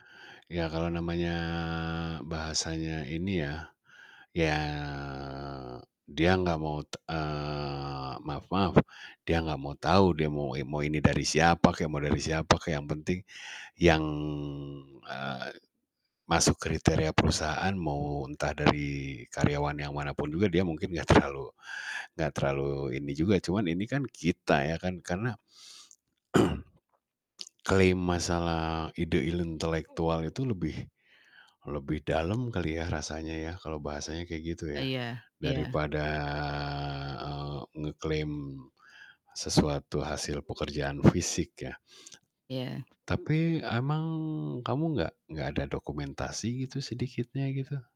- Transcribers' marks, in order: drawn out: "namanya"; drawn out: "ya"; drawn out: "eee"; drawn out: "yang"; throat clearing; "intelektual" said as "ilentektual"; drawn out: "daripada"
- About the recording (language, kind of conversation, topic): Indonesian, advice, Bagaimana cara menghadapi rekan kerja yang mengambil kredit atas pekerjaan saya?